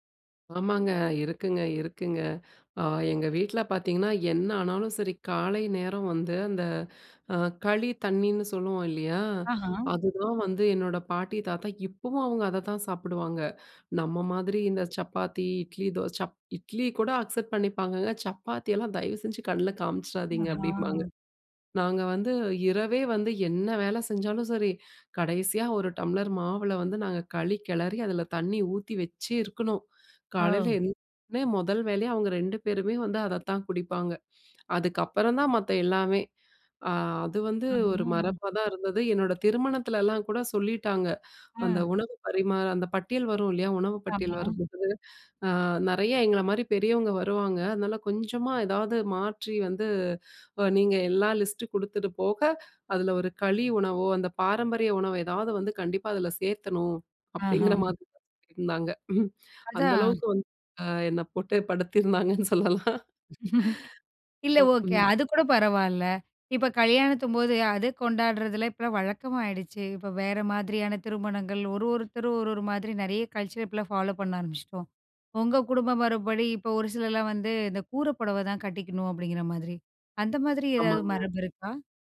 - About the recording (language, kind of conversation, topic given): Tamil, podcast, குடும்ப மரபு உங்களை எந்த விதத்தில் உருவாக்கியுள்ளது என்று நீங்கள் நினைக்கிறீர்கள்?
- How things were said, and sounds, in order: in English: "அக்செப்ட்"; in English: "லிஸ்ட்டு"; laughing while speaking: "அப்பிடிங்கிற மாரிதான் இருந்தாங்க"; laughing while speaking: "படுத்திருந்தாங்கன்னு சொல்லலாம்"; laugh; in English: "கல்ச்சர்"